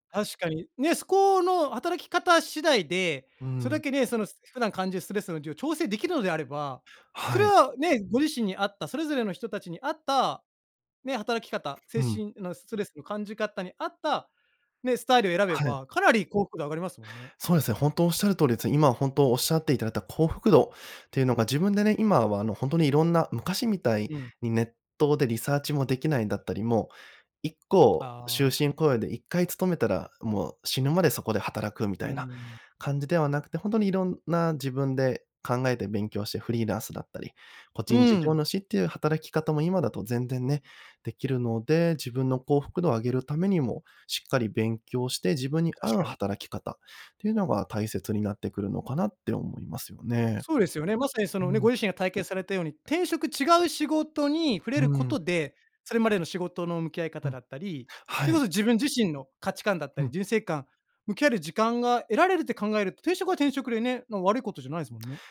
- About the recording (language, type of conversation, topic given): Japanese, podcast, 転職を考えるとき、何が決め手になりますか？
- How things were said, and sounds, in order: other background noise; other noise